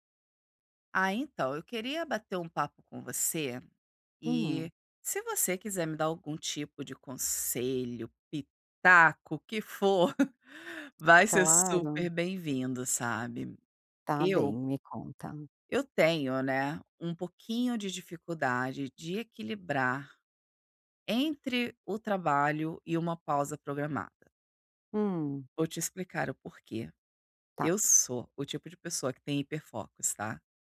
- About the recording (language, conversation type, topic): Portuguese, advice, Como posso equilibrar o trabalho com pausas programadas sem perder o foco e a produtividade?
- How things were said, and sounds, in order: laugh